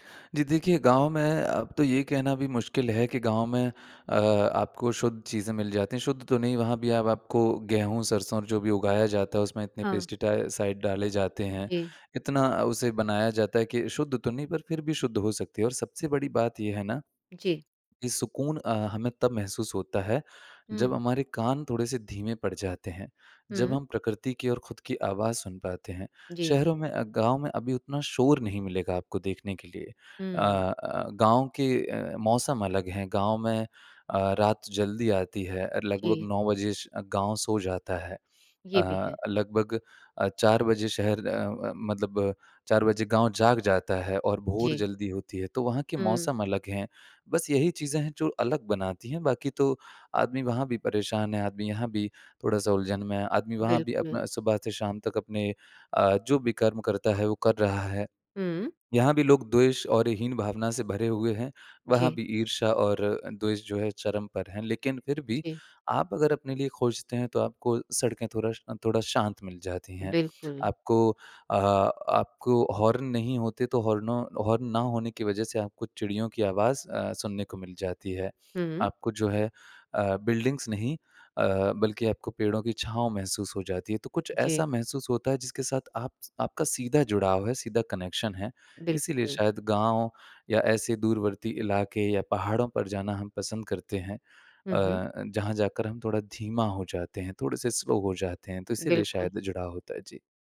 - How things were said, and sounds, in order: in English: "पेस्टीटायसाइड"; "पेस्टिसाइड" said as "पेस्टीटायसाइड"; in English: "बिल्डिंग्स"; in English: "कनेक्शन"; in English: "स्लो"
- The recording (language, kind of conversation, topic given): Hindi, podcast, क्या कभी ऐसा हुआ है कि आप अपनी जड़ों से अलग महसूस करते हों?